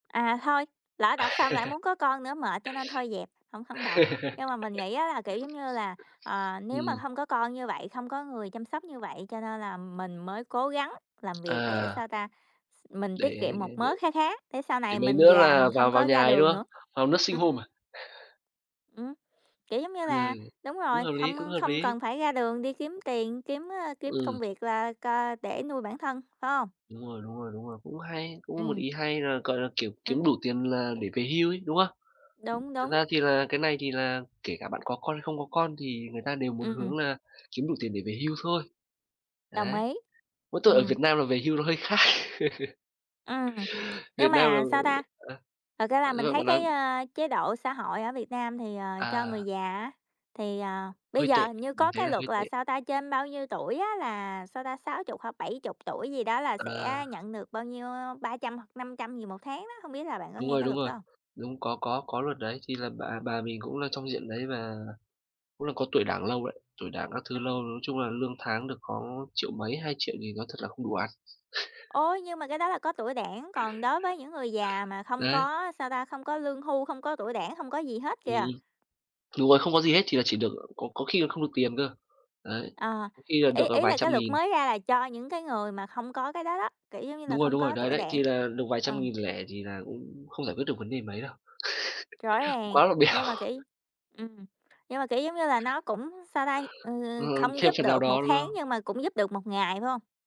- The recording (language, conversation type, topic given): Vietnamese, unstructured, Bạn nghĩ gì về việc người cao tuổi vẫn phải làm thêm để trang trải cuộc sống?
- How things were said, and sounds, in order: chuckle; tapping; in English: "nursing home"; chuckle; other noise; laughing while speaking: "hơi khác"; laugh; other background noise; chuckle; chuckle; laughing while speaking: "Quá là bèo"